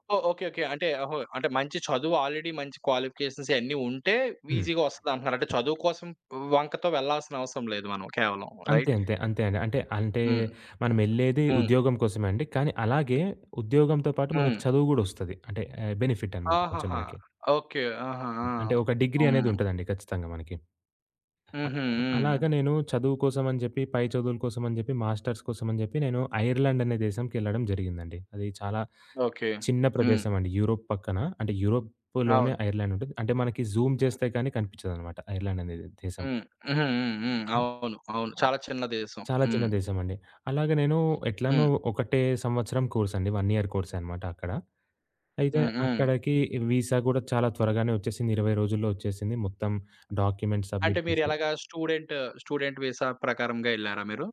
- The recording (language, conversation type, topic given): Telugu, podcast, విదేశీ లేదా ఇతర నగరంలో పని చేయాలని అనిపిస్తే ముందుగా ఏం చేయాలి?
- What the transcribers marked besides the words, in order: in English: "ఆల్రెడీ"; in English: "క్వాలిఫికేషన్స్"; other background noise; in English: "రైట్?"; tapping; in English: "మాస్టర్స్"; in English: "జూమ్"; in English: "వన్ ఇయర్"; in English: "డాక్యుమెంట్స్ సబ్‌మిట్"; in English: "స్టూడెంట్ స్టూడెంట్ విసా"